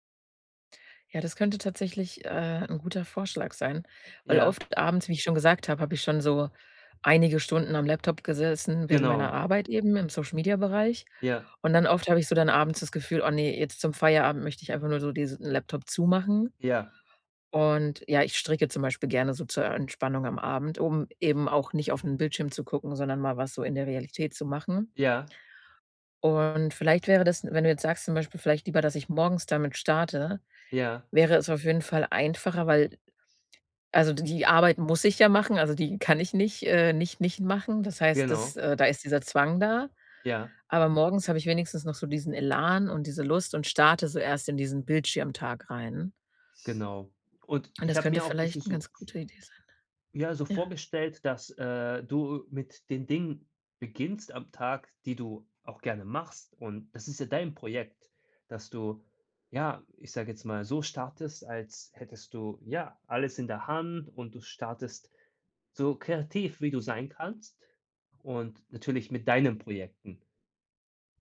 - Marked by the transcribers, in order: none
- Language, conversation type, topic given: German, advice, Wie kann ich eine Routine für kreatives Arbeiten entwickeln, wenn ich regelmäßig kreativ sein möchte?